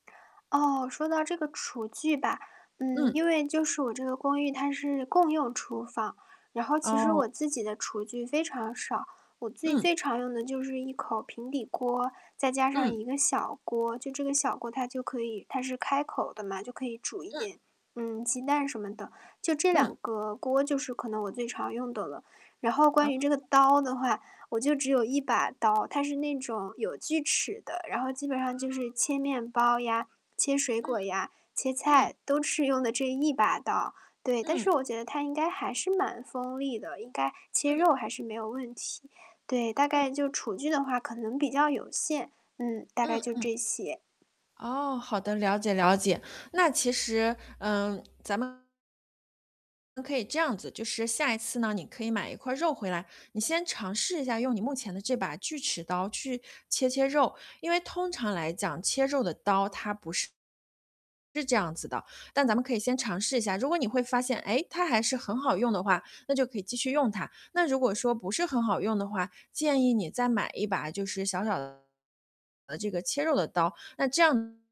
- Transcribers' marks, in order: distorted speech; "都是" said as "都斥"
- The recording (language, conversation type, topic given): Chinese, advice, 我该从哪里开始练习，才能逐步建立烹饪自信？